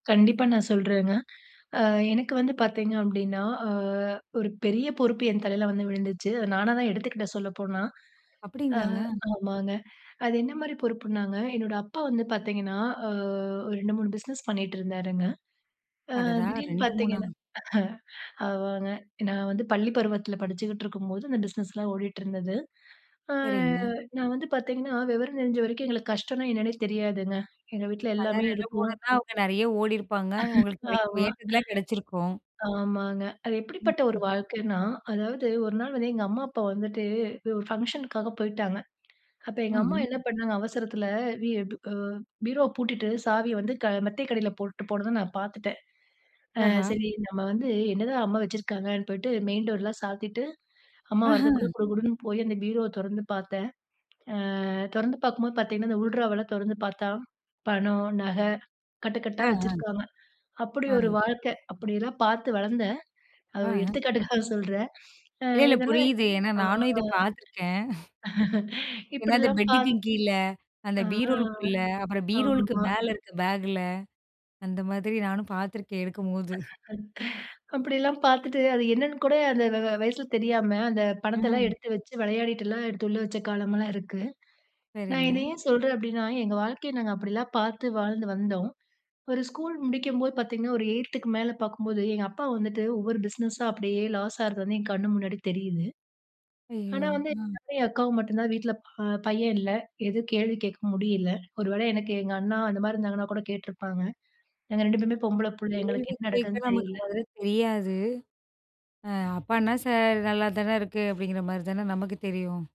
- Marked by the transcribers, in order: in English: "பிஸ்னஸ்"; in English: "பிஸ்னஸ்"; other noise; laugh; chuckle; laugh; laugh; unintelligible speech
- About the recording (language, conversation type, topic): Tamil, podcast, சிறுவயதில் நீங்கள் எடுத்துக்கொண்ட பொறுப்புகள் என்னென்ன?